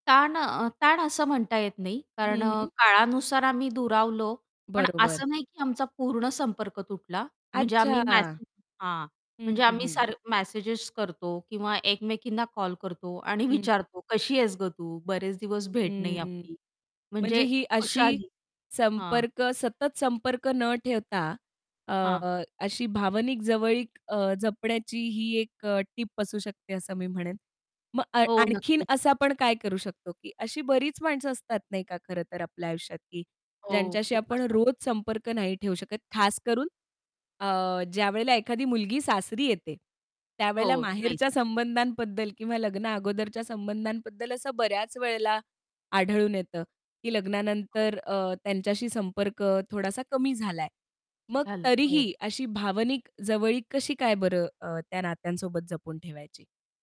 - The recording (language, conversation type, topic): Marathi, podcast, सतत संपर्क न राहिल्यावर नाती कशी टिकवता येतात?
- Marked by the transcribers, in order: static; distorted speech; unintelligible speech